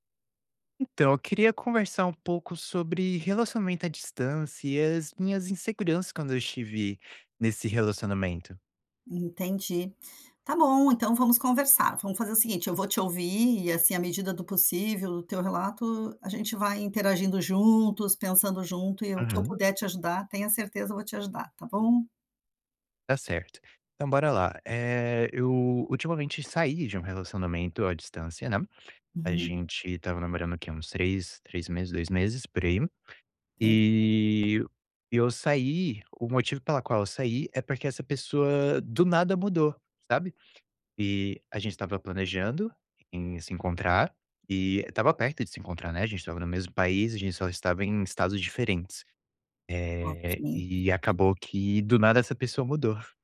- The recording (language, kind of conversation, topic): Portuguese, advice, Como lidar com as inseguranças em um relacionamento à distância?
- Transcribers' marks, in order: tapping